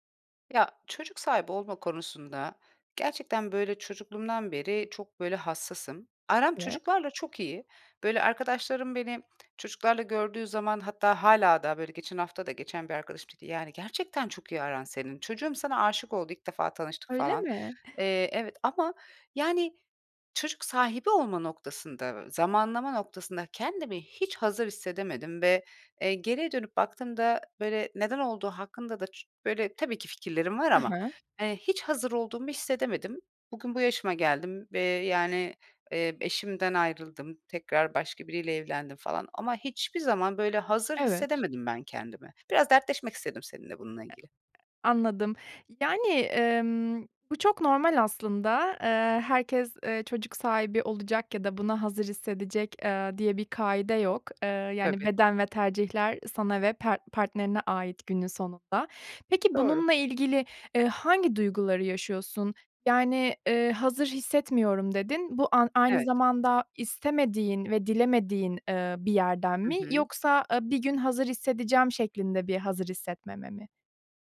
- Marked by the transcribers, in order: unintelligible speech; other background noise; tapping
- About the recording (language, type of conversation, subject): Turkish, advice, Çocuk sahibi olma zamanlaması ve hazır hissetmeme